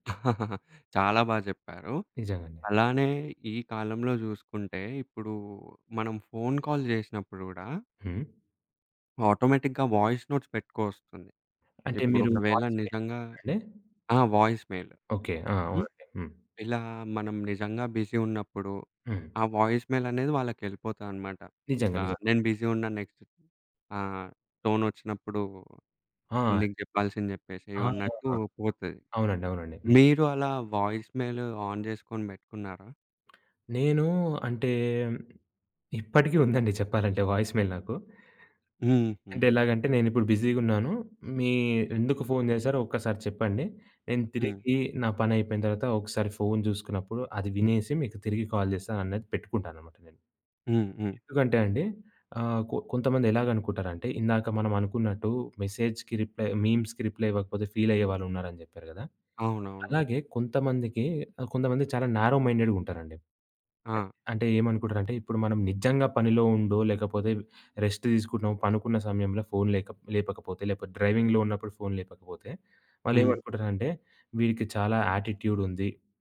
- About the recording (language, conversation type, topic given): Telugu, podcast, టెక్స్ట్ vs వాయిస్ — ఎప్పుడు ఏదాన్ని ఎంచుకుంటారు?
- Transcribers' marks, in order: chuckle; in English: "కాల్"; in English: "ఆటోమేటిక్‌గా వాయిస్ నోట్స్"; other background noise; in English: "వాయిస్ మెయిల్"; in English: "వాయిస్"; in English: "బిజి"; in English: "వాయిస్ మెయిల్"; in English: "బిజి"; in English: "నెక్స్ట్"; in English: "వాయిస్ మెయిల్ ఆన్"; in English: "వాయిస్ మెయిల్"; in English: "బిజీగున్నాను"; in English: "కాల్"; in English: "మెసేజ్‌కి రిప్లై మీమ్స్‌కి రిప్లై"; in English: "నారో మైండెడ్‌గుంటారండి"; in English: "రెస్ట్"; in English: "డ్రైవింగ్‌లో"